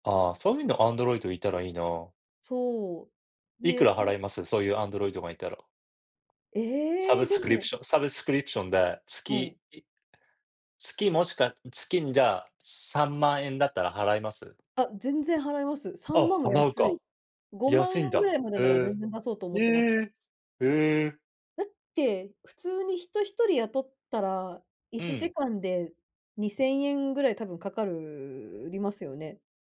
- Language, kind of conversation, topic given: Japanese, unstructured, AIが仕事を奪うことについて、どう思いますか？
- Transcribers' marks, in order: none